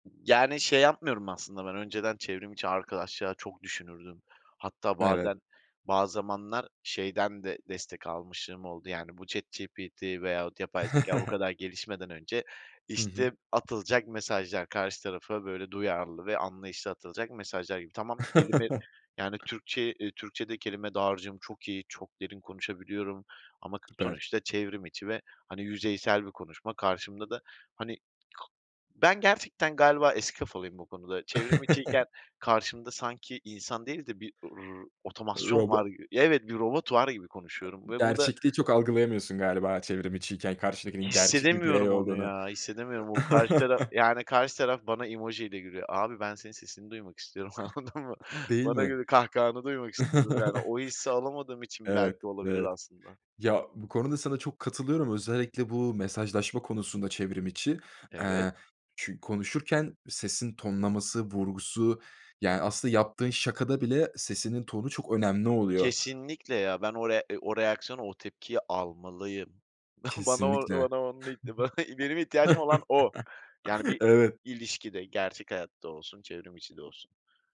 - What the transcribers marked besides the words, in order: other background noise; chuckle; chuckle; chuckle; unintelligible speech; chuckle; laughing while speaking: "anladın mı?"; chuckle; laughing while speaking: "Bana"; unintelligible speech; laugh
- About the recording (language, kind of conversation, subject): Turkish, podcast, Çevrimiçi arkadaşlıklarla gerçek hayattaki arkadaşlıklar arasındaki farklar nelerdir?